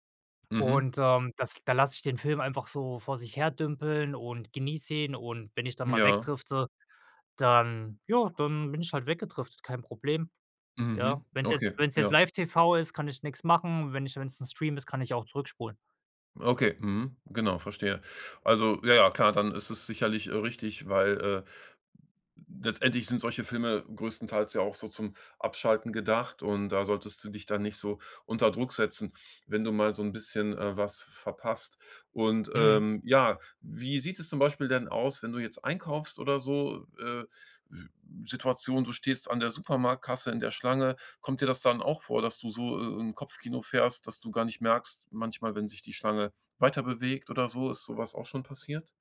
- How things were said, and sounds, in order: none
- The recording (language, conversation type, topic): German, podcast, Woran merkst du, dass dich zu viele Informationen überfordern?